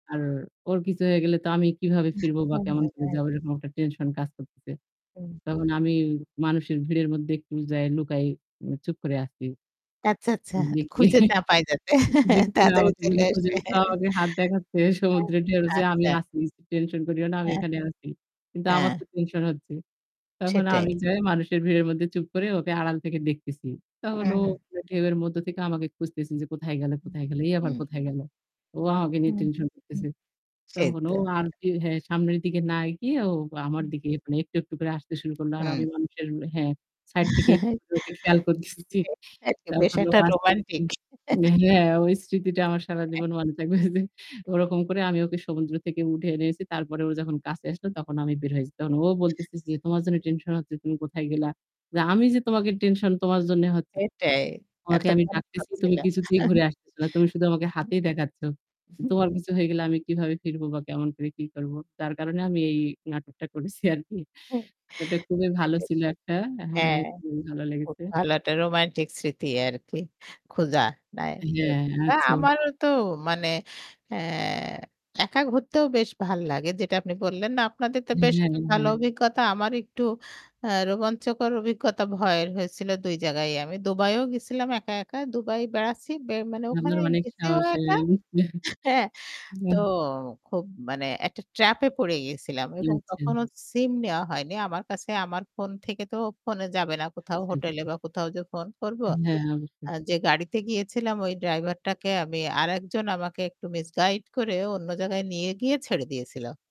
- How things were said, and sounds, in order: static; chuckle; distorted speech; unintelligible speech; chuckle; laughing while speaking: "তাড়াতাড়ি চলে আসবে"; chuckle; unintelligible speech; chuckle; chuckle; chuckle; in English: "ট্র্যাপ"; chuckle
- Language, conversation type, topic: Bengali, unstructured, কোন ধরনের ভ্রমণে আপনি সবচেয়ে বেশি আনন্দ পান?